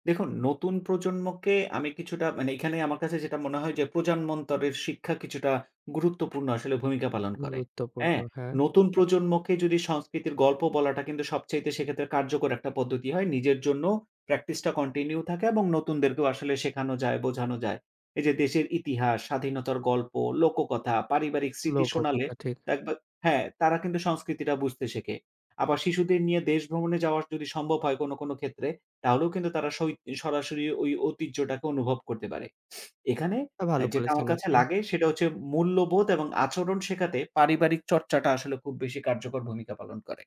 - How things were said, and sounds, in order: "প্রজন্মন্তরের" said as "প্রজান্মন্তরের"; other background noise; "পদ্ধতি" said as "পদ্দতি"; "দেখবে" said as "দেকবে"; "শেখে" said as "সেকে"
- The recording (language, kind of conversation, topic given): Bengali, podcast, বিদেশে থাকলে তুমি কীভাবে নিজের সংস্কৃতি রক্ষা করো?